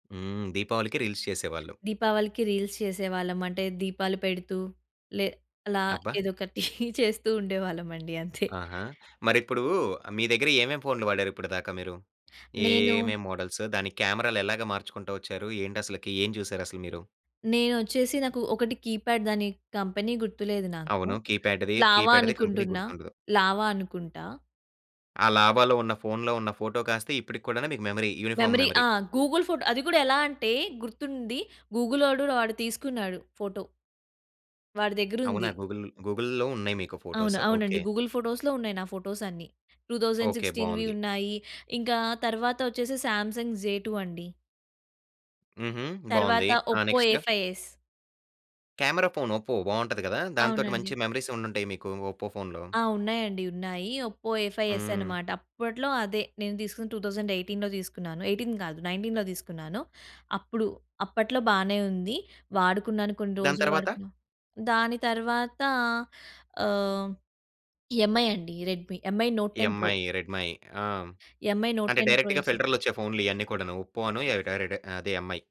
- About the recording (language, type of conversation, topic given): Telugu, podcast, ఫోన్ కెమెరాలు జ్ఞాపకాలను ఎలా మార్చుతున్నాయి?
- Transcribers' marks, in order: in English: "రీల్స్"; tapping; in English: "రీల్స్"; chuckle; other background noise; in English: "మోడల్స్?"; in English: "కీప్యాడ్"; in English: "కంపెనీ"; in English: "కీప్యాడ్‌ది. కీప్యాడ్‌ది కంపెనీ"; in English: "లావా"; in English: "లావా"; in English: "మెమరీ. యూనిఫార్మ్ మెమరీ"; in English: "మెమరీ"; in English: "గూగుల్ ఫోటో"; in English: "గూగుల్ గూగుల్‌లో"; in English: "ఫోటోస్"; in English: "గూగుల్ ఫోటోస్‌లో"; in English: "ఫోటోస్"; in English: "థౌసండ్ సిక్స్‌స్టీన్‌వి"; in English: "సామ్‌సంగ్ జేటూ"; in English: "నెక్స్ట్?"; in English: "ఒప్పో ఏఫై ఎస్"; in English: "కెమెరా ఫోన్"; in English: "ఒప్పో ఏఫై ఎస్"; in English: "టూ థౌసండ్ ఎయిటీన్‌లో"; in English: "ఎయిటీన్"; in English: "నైన్టీన్‌లో"; in English: "రెడ్‌మీ. ఎంఐ నోట్ టెన్ ప్రో"; in English: "ఎంఐ, రెడ్‌మై"; in English: "డైరెక్ట్‌గా"; in English: "ఎంఐ నోట్ టెన్ ప్రో జేసా"; in English: "ఒప్పో"; in English: "ఎంఐ"